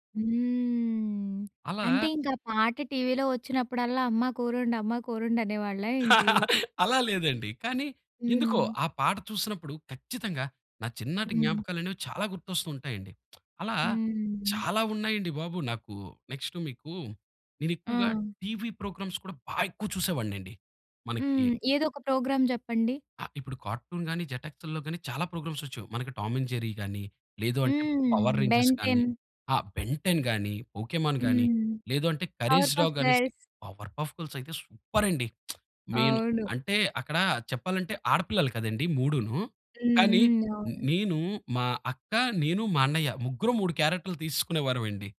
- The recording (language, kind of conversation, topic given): Telugu, podcast, మీ చిన్ననాటి జ్ఞాపకాలను మళ్లీ గుర్తు చేసే పాట ఏది?
- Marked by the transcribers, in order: drawn out: "హ్మ్"; chuckle; lip smack; in English: "నెక్స్ట్"; in English: "టీవీ ప్రోగ్రామ్స్"; in English: "ప్రోగ్రాం"; in English: "కార్టూన్"; in English: "జెట్‌ఎక్స్‌ల్లో"; in English: "ప్రోగ్రామ్స్"; lip smack; in English: "మెయిన్"